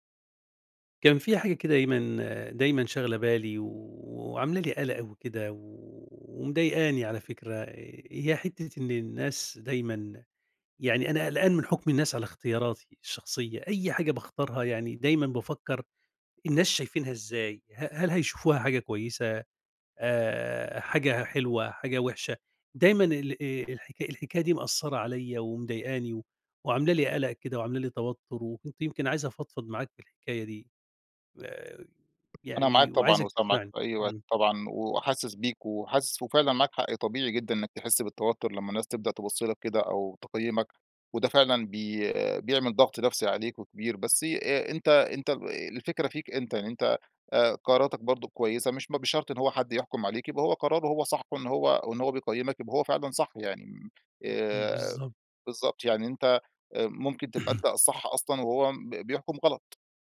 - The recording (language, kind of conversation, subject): Arabic, advice, إزاي أتعامل مع قلقي من إن الناس تحكم على اختياراتي الشخصية؟
- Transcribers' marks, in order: tapping